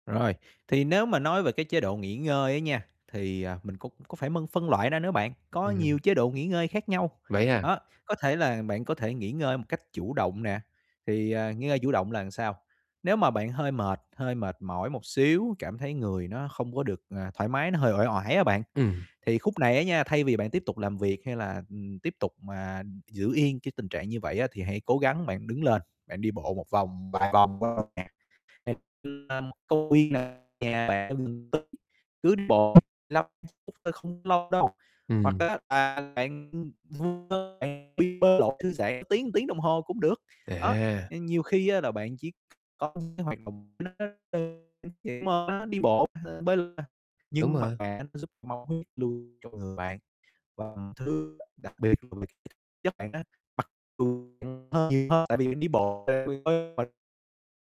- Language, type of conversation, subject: Vietnamese, advice, Làm sao để biết khi nào cơ thể cần nghỉ ngơi?
- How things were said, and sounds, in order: tapping; distorted speech; unintelligible speech; other background noise; unintelligible speech; unintelligible speech; unintelligible speech